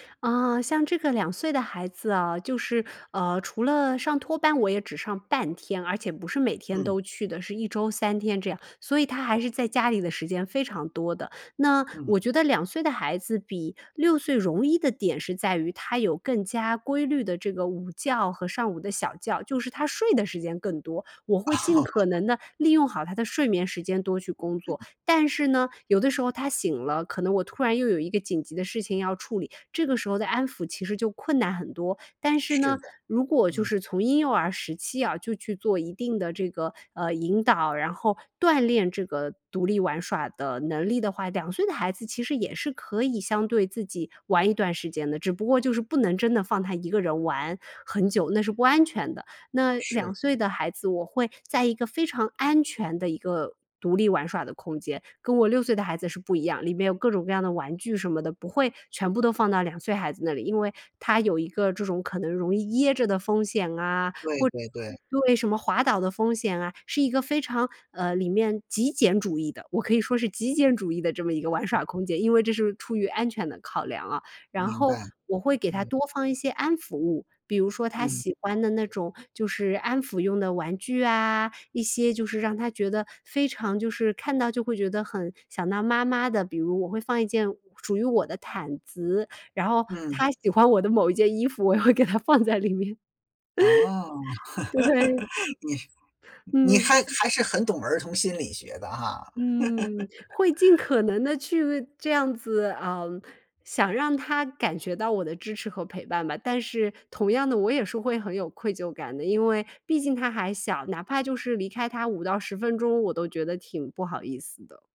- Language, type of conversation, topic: Chinese, podcast, 遇到孩子或家人打扰时，你通常会怎么处理？
- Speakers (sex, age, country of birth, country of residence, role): female, 30-34, China, United States, guest; male, 45-49, China, United States, host
- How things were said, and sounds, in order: laugh; other background noise; laughing while speaking: "我也会给它放在里面。 对，嗯"; laugh; chuckle